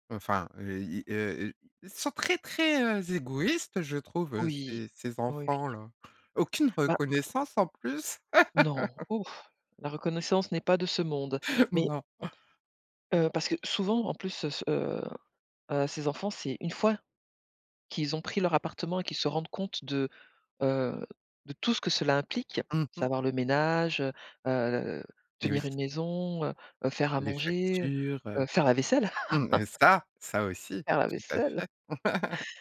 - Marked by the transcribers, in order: laugh; chuckle; laugh; chuckle
- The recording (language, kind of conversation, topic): French, podcast, Qu'est-ce qui déclenche le plus souvent des conflits entre parents et adolescents ?